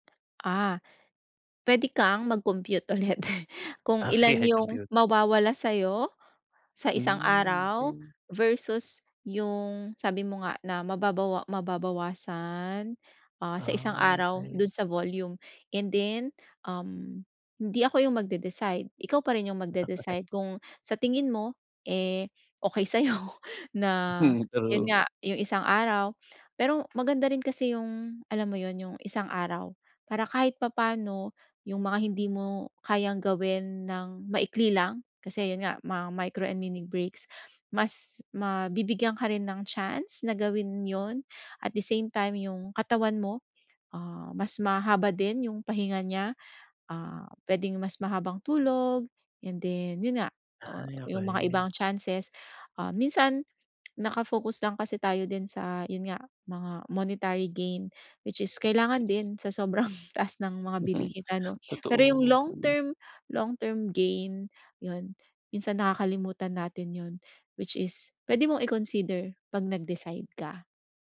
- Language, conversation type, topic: Filipino, advice, Paano ko mapapanatili ang balanse ng pagiging produktibo at pagpapahinga araw-araw?
- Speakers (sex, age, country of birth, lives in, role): female, 40-44, Philippines, Philippines, advisor; male, 30-34, Philippines, Philippines, user
- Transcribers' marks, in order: tapping; chuckle; chuckle; other background noise; chuckle